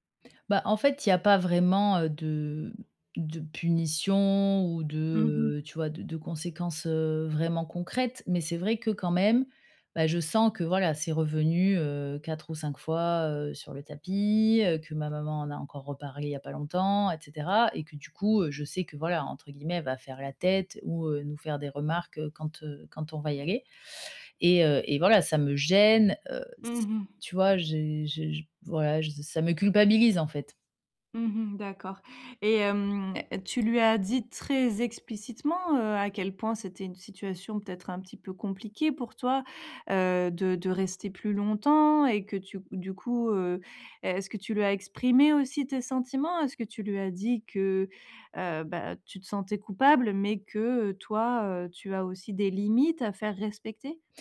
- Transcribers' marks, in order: stressed: "gêne"
- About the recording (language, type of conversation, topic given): French, advice, Comment dire non à ma famille sans me sentir obligé ?